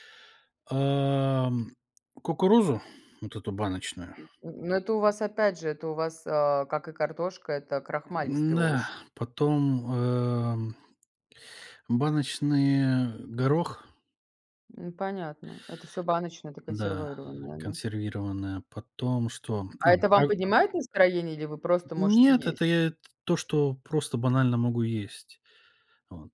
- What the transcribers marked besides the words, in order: unintelligible speech
- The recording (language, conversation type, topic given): Russian, unstructured, Как еда влияет на настроение?
- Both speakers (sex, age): female, 35-39; male, 40-44